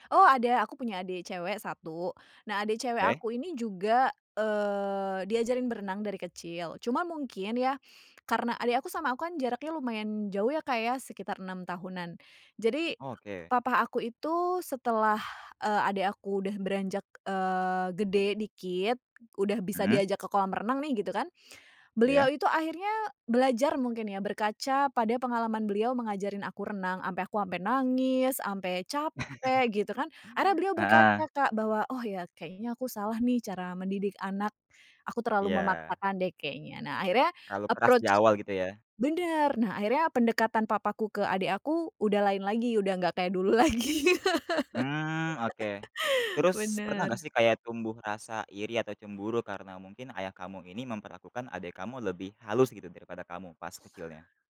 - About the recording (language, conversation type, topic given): Indonesian, podcast, Bisakah kamu menceritakan salah satu pengalaman masa kecil yang tidak pernah kamu lupakan?
- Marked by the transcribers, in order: other background noise; tapping; chuckle; in English: "approach"; laugh